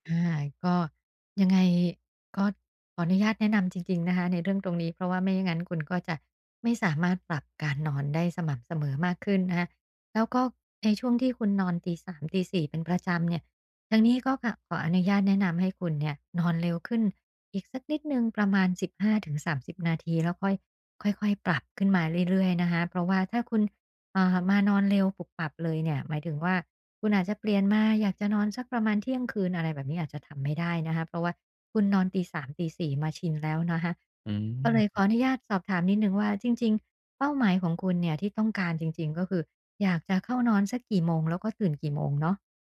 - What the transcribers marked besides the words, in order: other background noise
- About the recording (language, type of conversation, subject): Thai, advice, ฉันจะทำอย่างไรให้ตารางการนอนประจำวันของฉันสม่ำเสมอ?